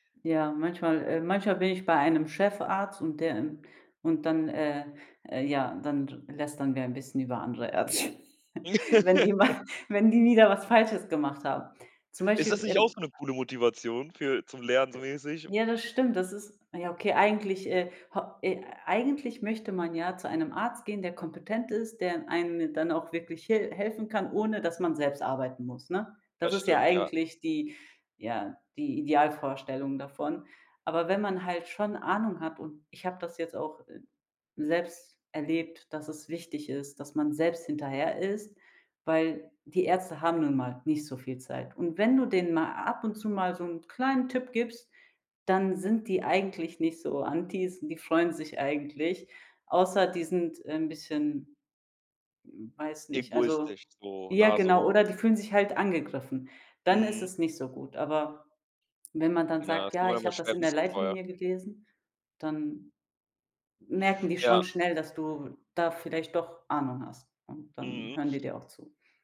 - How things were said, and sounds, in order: laughing while speaking: "Ärzte"; laugh; laughing while speaking: "mal"; other noise; other background noise
- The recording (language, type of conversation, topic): German, podcast, Wie motivierst du dich beim Lernen, ganz ehrlich?